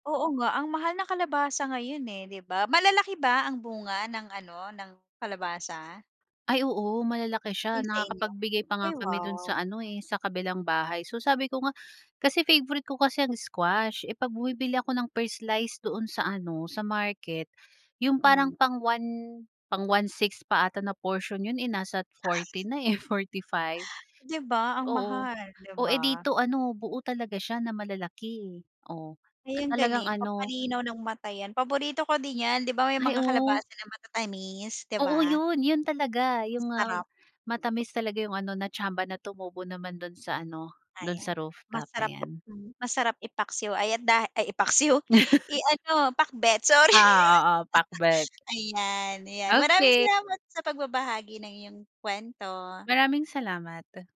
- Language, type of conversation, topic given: Filipino, podcast, Ano ang paborito mong sulok sa bahay at bakit?
- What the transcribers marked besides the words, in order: tapping; laughing while speaking: "sorry"; chuckle